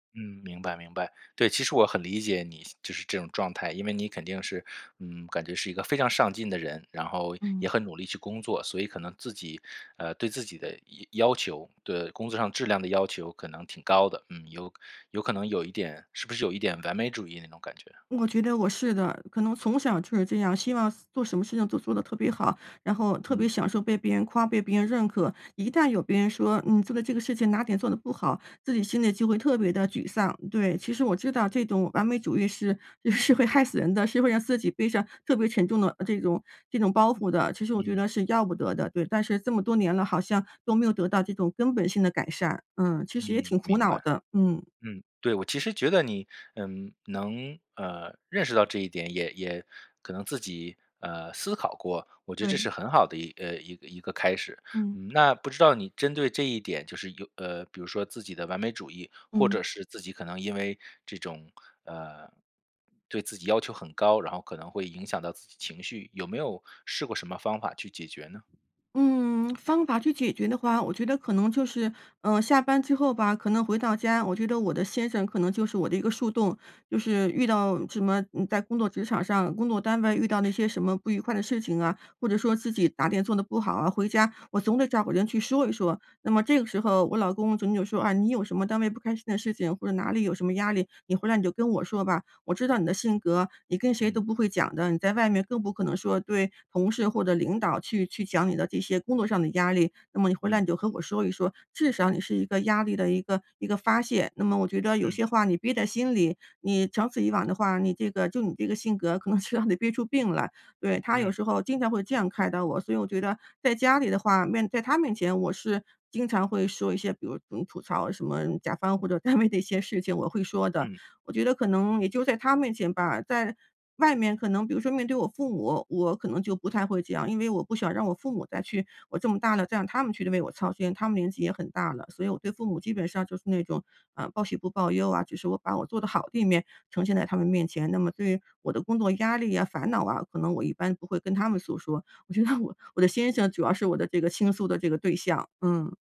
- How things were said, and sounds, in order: laughing while speaking: "是会害死人的"; tapping; other background noise; laughing while speaking: "可能就让你"; laughing while speaking: "单位"; laughing while speaking: "我觉得我"
- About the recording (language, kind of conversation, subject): Chinese, advice, 情绪起伏会影响我的学习专注力吗？